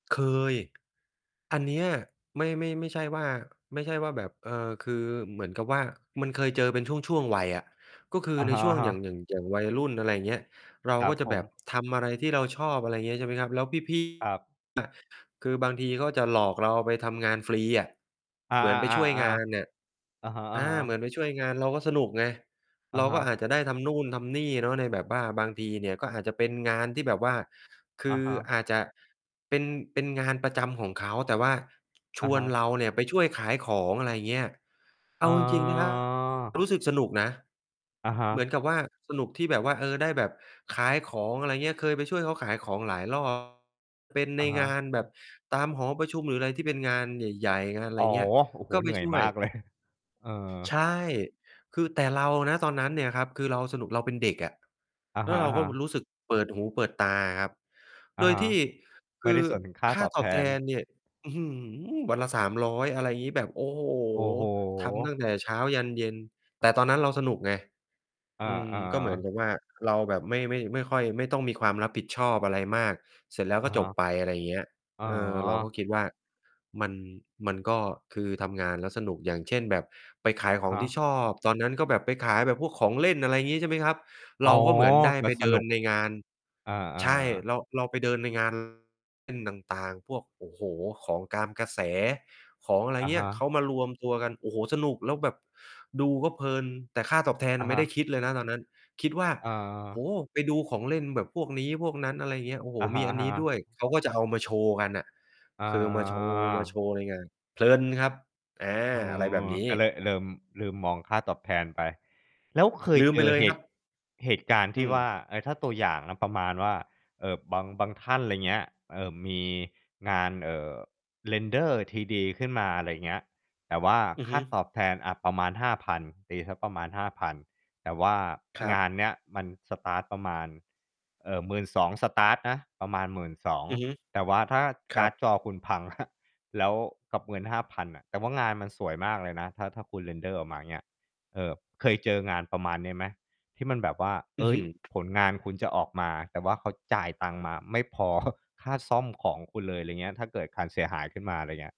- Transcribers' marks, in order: distorted speech; drawn out: "อ๋อ"; laughing while speaking: "เลย"; tapping; drawn out: "อา"; in English: "render"; in English: "สตาร์ต"; in English: "สตาร์ต"; laughing while speaking: "อะ"; in English: "render"; chuckle
- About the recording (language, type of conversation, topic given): Thai, podcast, คุณสร้างสมดุลระหว่างรายได้กับความสุขในการทำงานอย่างไร?